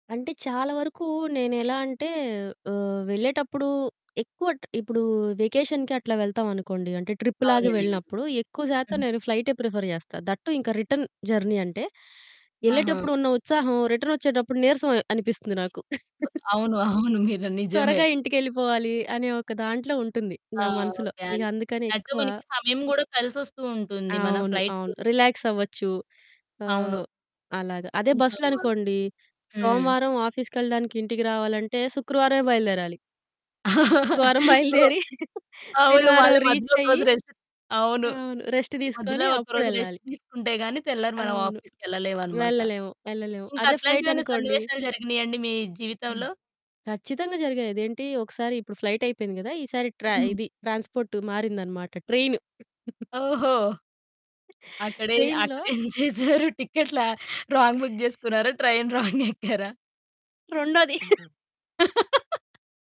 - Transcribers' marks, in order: in English: "వెకేషన్‌కి"; other background noise; distorted speech; in English: "ఫ్లైటే ప్రిఫర్"; in English: "దట్ టూ"; in English: "రిటర్న్ జర్నీ"; in English: "రిటర్న్"; laugh; laughing while speaking: "అవును. మీరు నిజమే"; in English: "ఫ్లైట్‌కి"; in English: "రిలాక్స్"; laughing while speaking: "అవును. మళ్లీ మధ్యలో ఒక రోజు రెస్ట్"; laughing while speaking: "శుక్రవారం బయలుదేరి"; in English: "రెస్ట్"; in English: "రీచ్"; in English: "రెస్ట్"; in English: "రెస్ట్"; in English: "ఆఫీస్‌కి"; in English: "ఫ్లైట్"; in English: "ఫ్లైట్"; other noise; in English: "ట్రాన్స్‌పోర్ట్"; in English: "ట్రైన్"; laugh; laughing while speaking: "చేసారు? టికెట్‌లు రాంగ్ బుక్ చేసుకున్నారా? ట్రైన్ రాంగ్ ఎక్కారా?"; in English: "ట్రైన్‌లో"; in English: "రాంగ్ బుక్"; in English: "ట్రైన్ రాంగ్"; laughing while speaking: "రొండోది"; laugh
- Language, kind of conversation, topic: Telugu, podcast, ప్రయాణంలో మీ విమానం తప్పిపోయిన అనుభవాన్ని చెప్పగలరా?